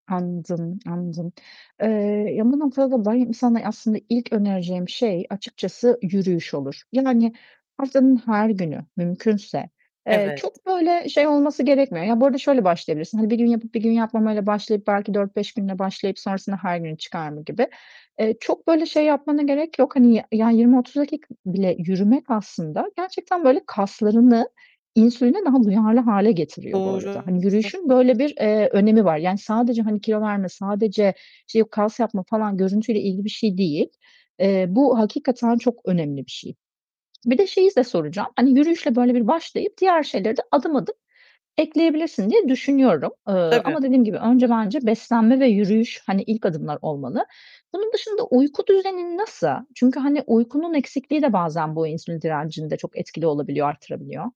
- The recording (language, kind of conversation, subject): Turkish, advice, Düzenli ve sağlıklı bir beslenme rutini oturtmakta neden zorlanıyorsunuz?
- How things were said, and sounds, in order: distorted speech; tapping